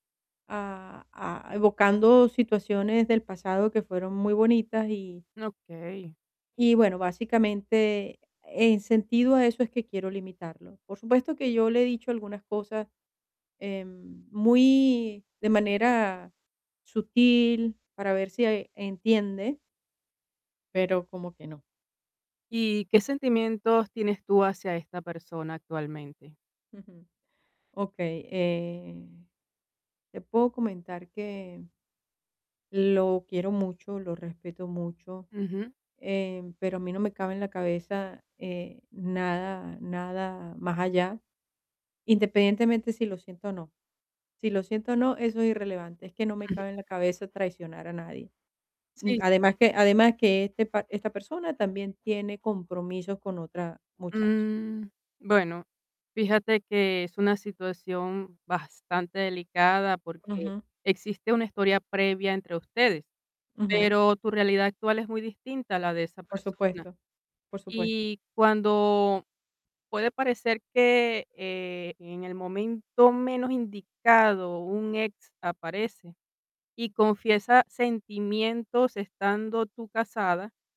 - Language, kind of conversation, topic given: Spanish, advice, ¿Cómo puedo establecer límites y expectativas claras desde el principio en una cita?
- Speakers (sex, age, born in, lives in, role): female, 50-54, Venezuela, Italy, advisor; female, 50-54, Venezuela, Portugal, user
- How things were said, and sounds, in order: static; tapping; other background noise; distorted speech